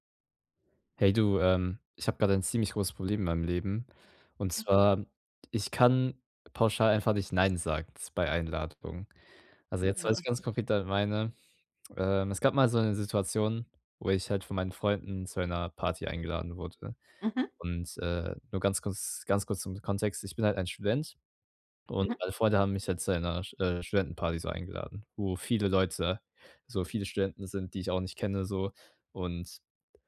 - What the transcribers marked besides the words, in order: none
- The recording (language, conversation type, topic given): German, advice, Wie kann ich höflich Nein zu Einladungen sagen, ohne Schuldgefühle zu haben?